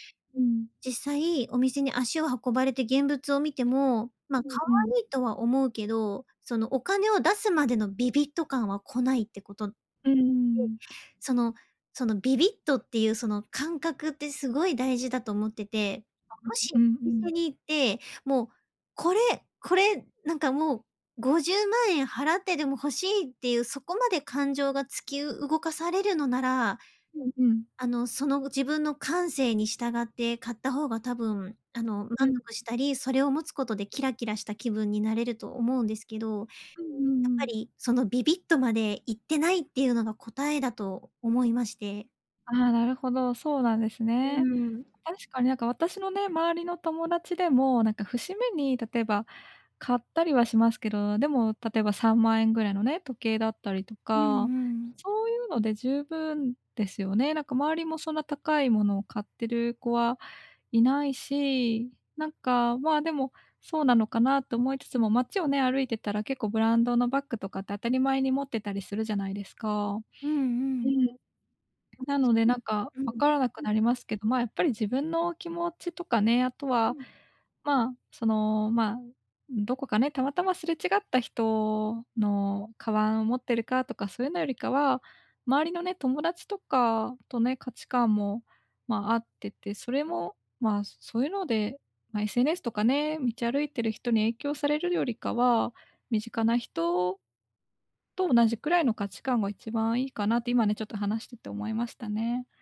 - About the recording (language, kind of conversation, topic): Japanese, advice, 他人と比べて物を買いたくなる気持ちをどうすればやめられますか？
- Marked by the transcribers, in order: unintelligible speech; other background noise